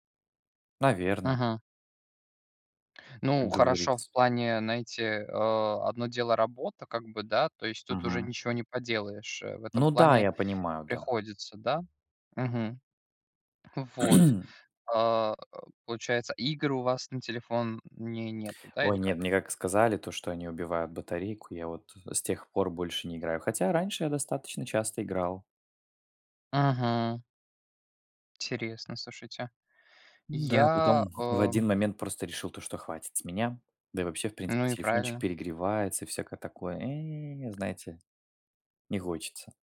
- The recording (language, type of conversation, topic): Russian, unstructured, Как смартфоны изменили ваш повседневный распорядок?
- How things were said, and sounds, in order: throat clearing; tapping; drawn out: "э"